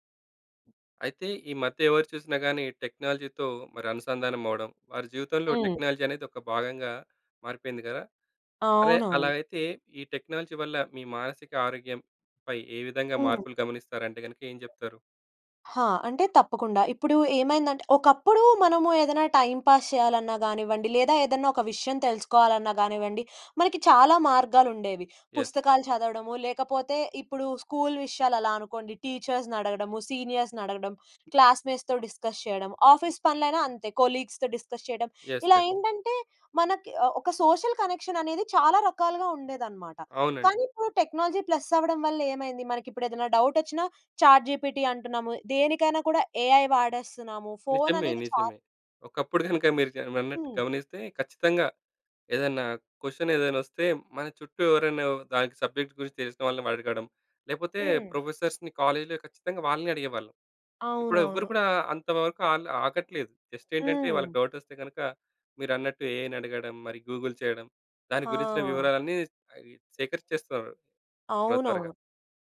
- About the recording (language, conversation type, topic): Telugu, podcast, టెక్నాలజీ వాడకం మీ మానసిక ఆరోగ్యంపై ఎలాంటి మార్పులు తెస్తుందని మీరు గమనించారు?
- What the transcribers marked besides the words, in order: in English: "టెక్నాలజీతో"; in English: "టెక్నాలజీ"; in English: "టెక్నాలజీ"; other background noise; in English: "టైమ్ పాస్"; in English: "యస్"; in English: "క్లాస్మేట్స్‌తో డిస్కస్"; in English: "ఆఫీస్"; in English: "కొలీగ్స్‌తో డిస్కస్"; in English: "యస్ యస్"; in English: "సోషల్ కనెక్షన్"; in English: "టెక్నాలజీ ప్లస్"; in English: "డౌట్"; in English: "చాట్ జిపిటి"; in English: "ఏఐ"; chuckle; in English: "క్వెషన్"; in English: "సబ్జెక్ట్"; in English: "ప్రొఫెసర్స్‌ని"; in English: "జస్ట్"; in English: "డౌట్"; in English: "ఏఐని"; in English: "గూగుల్"